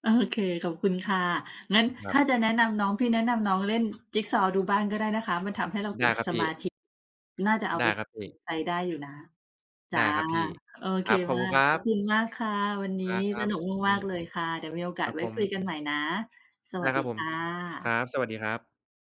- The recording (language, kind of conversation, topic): Thai, unstructured, คุณเคยมีประสบการณ์สนุก ๆ จากงานอดิเรกที่อยากเล่าให้ฟังไหม?
- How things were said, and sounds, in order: none